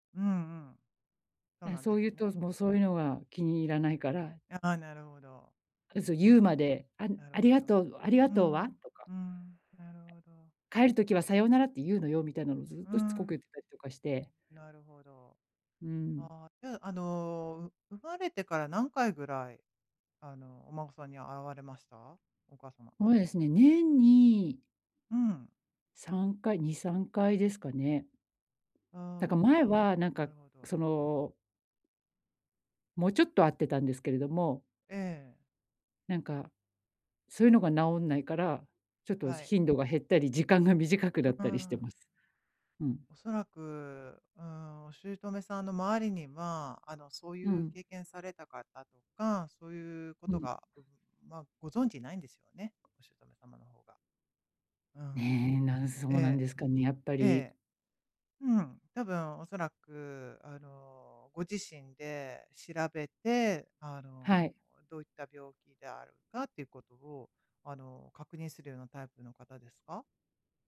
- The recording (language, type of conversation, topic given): Japanese, advice, 育児方針の違いについて、パートナーとどう話し合えばよいですか？
- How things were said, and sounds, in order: tapping; "そうですね" said as "ほうえすね"; other noise